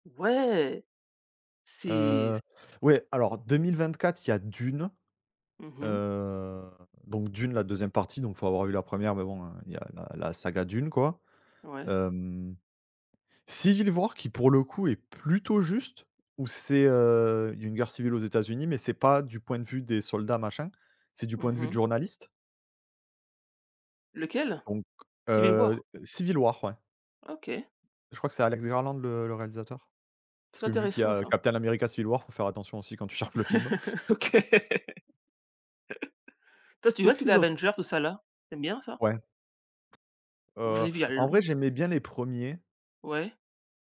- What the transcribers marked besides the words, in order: tapping; drawn out: "Heu"; stressed: "pas"; chuckle; laughing while speaking: "OK"; chuckle
- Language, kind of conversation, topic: French, unstructured, Comment décrirais-tu un bon film ?